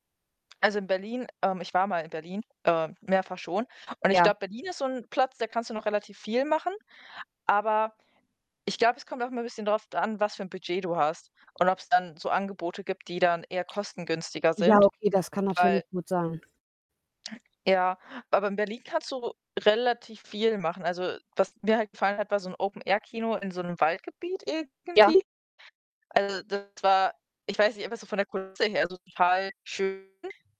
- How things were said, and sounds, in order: static; other background noise; distorted speech
- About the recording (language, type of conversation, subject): German, unstructured, Welches Reiseziel hat dich am meisten überrascht?
- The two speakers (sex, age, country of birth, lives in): female, 25-29, Germany, Germany; female, 30-34, Germany, Germany